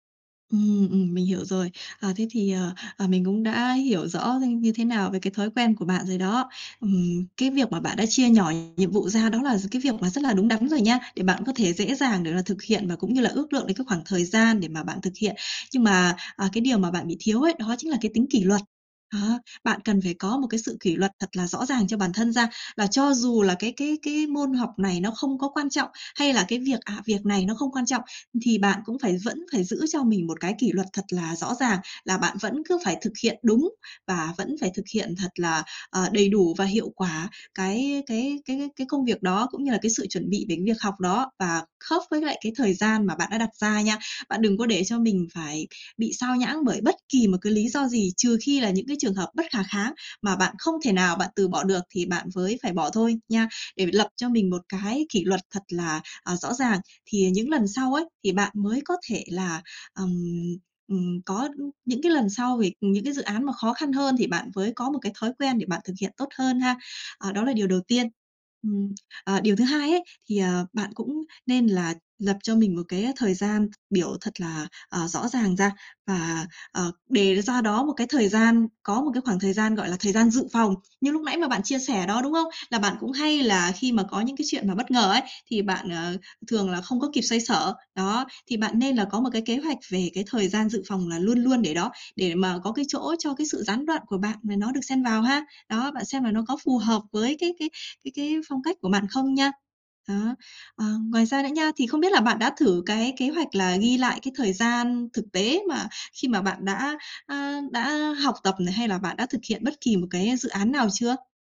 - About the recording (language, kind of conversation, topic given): Vietnamese, advice, Làm thế nào để ước lượng thời gian làm nhiệm vụ chính xác hơn và tránh bị trễ?
- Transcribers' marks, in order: tapping